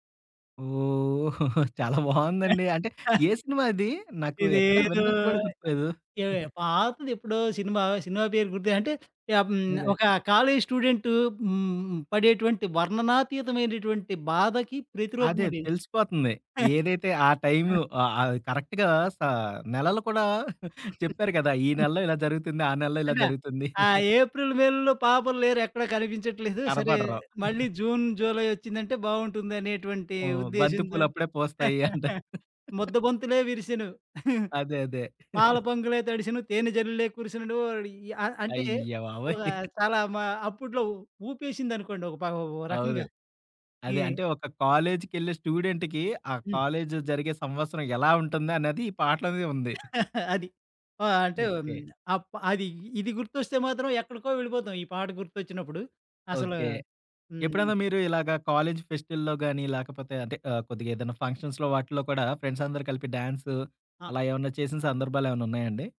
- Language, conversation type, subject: Telugu, podcast, పాత పాటలు మిమ్మల్ని ఎప్పుడు గత జ్ఞాపకాలలోకి తీసుకెళ్తాయి?
- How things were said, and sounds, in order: laughing while speaking: "చాలా బావుందండి"; chuckle; giggle; chuckle; in English: "కరెక్ట్‌గా"; giggle; chuckle; chuckle; chuckle; chuckle; laugh; giggle; chuckle; chuckle; in English: "స్టూడెంట్‌కి"; in English: "కాలేజ్"; chuckle; tapping; in English: "ఫంక్షన్స్‌లో"; in English: "ఫ్రెండ్స్"